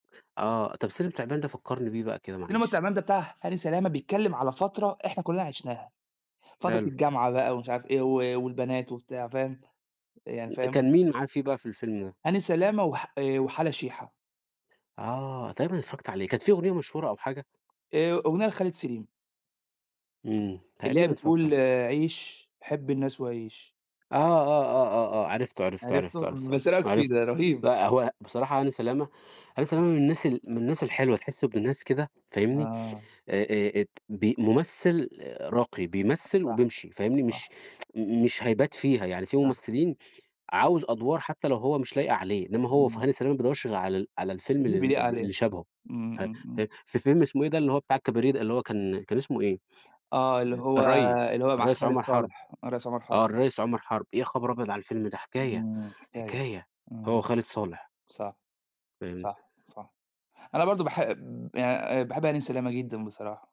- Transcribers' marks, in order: tapping; tsk; other background noise
- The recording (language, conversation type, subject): Arabic, unstructured, إيه الفيلم اللي غيّر نظرتك للحياة؟